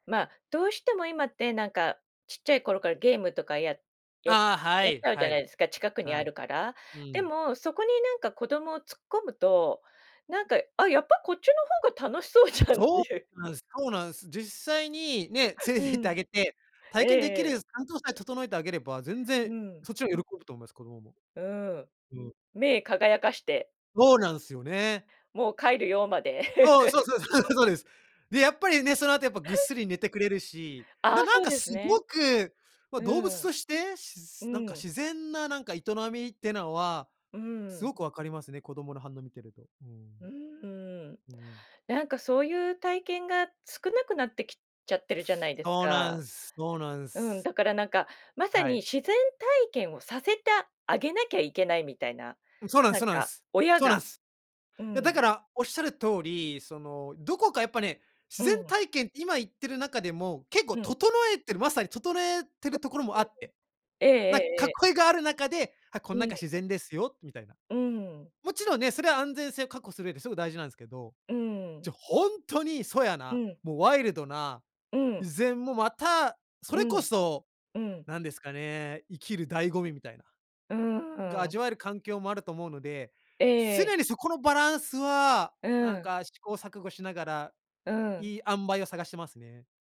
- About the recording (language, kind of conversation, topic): Japanese, podcast, 子どもの頃に体験した自然の中での出来事で、特に印象に残っているのは何ですか？
- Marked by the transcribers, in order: laughing while speaking: "楽しそうじゃんっていう"; tapping; laughing while speaking: "連れて行ってあげて"; chuckle; unintelligible speech